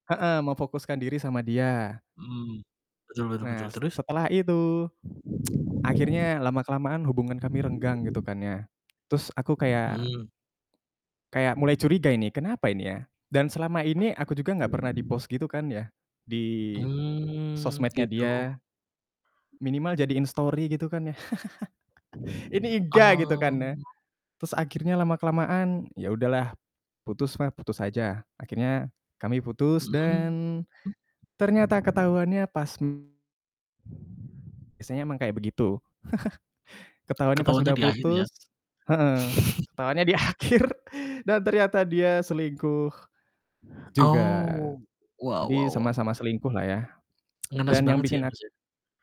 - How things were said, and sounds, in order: tsk; tapping; other background noise; drawn out: "Hmm"; chuckle; drawn out: "Oh"; distorted speech; chuckle; chuckle; laughing while speaking: "akhir"; tsk
- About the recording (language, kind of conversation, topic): Indonesian, unstructured, Bagaimana kamu mengatasi sakit hati setelah mengetahui pasangan tidak setia?